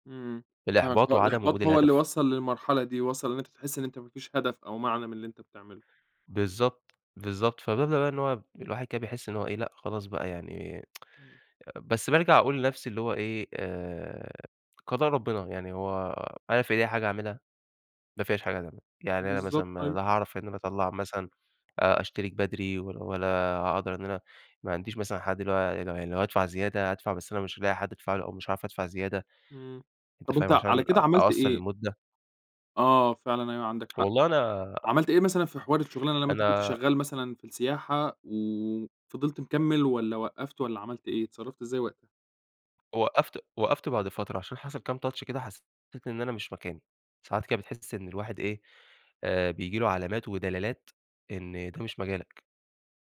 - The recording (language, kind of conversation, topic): Arabic, podcast, بتتعامل إزاي لما تحس إن حياتك مالهاش هدف؟
- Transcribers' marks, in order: tsk; unintelligible speech; in English: "touch"